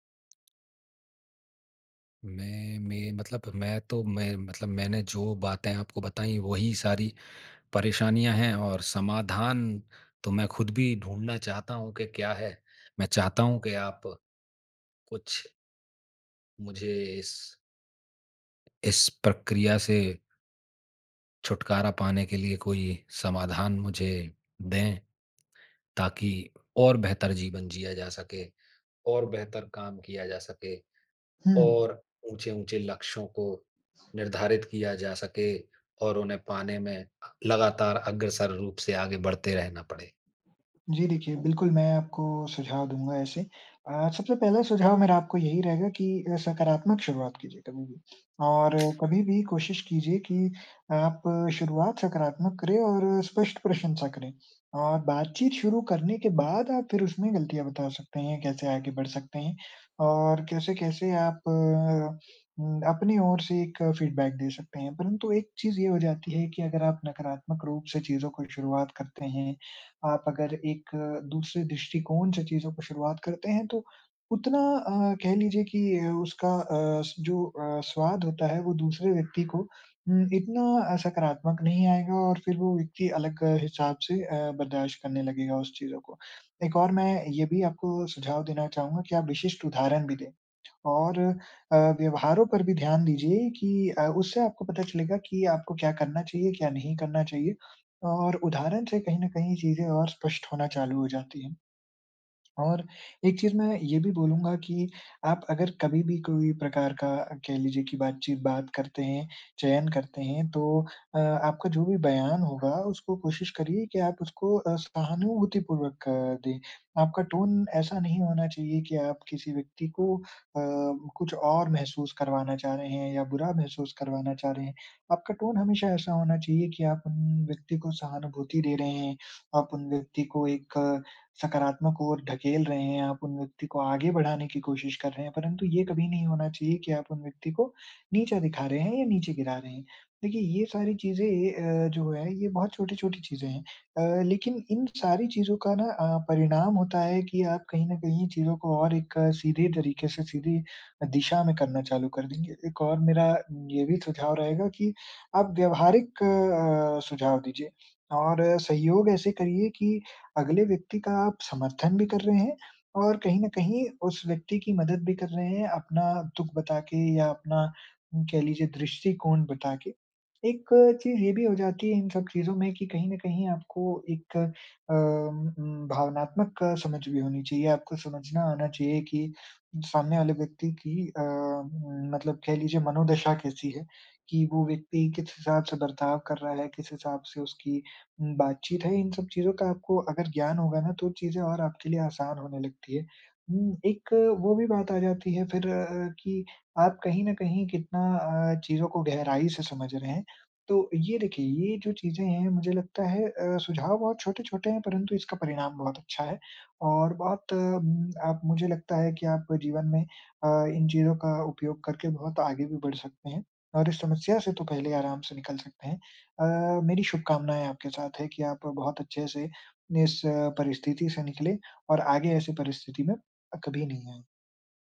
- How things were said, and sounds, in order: tapping; in English: "फ़ीडबैक"; other background noise; in English: "टोन"; in English: "टोन"
- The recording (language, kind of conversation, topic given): Hindi, advice, मैं अपने साथी को रचनात्मक प्रतिक्रिया सहज और मददगार तरीके से कैसे दे सकता/सकती हूँ?